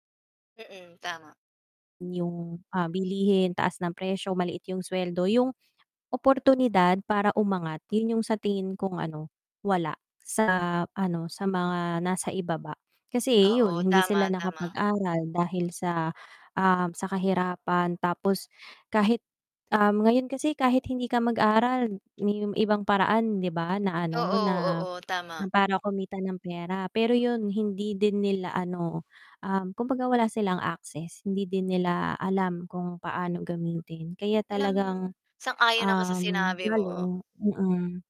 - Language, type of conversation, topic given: Filipino, unstructured, Sa tingin mo ba tama lang na iilan lang sa bansa ang mayaman?
- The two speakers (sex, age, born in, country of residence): female, 30-34, Philippines, Philippines; female, 40-44, Philippines, Philippines
- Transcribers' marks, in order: static; distorted speech; other noise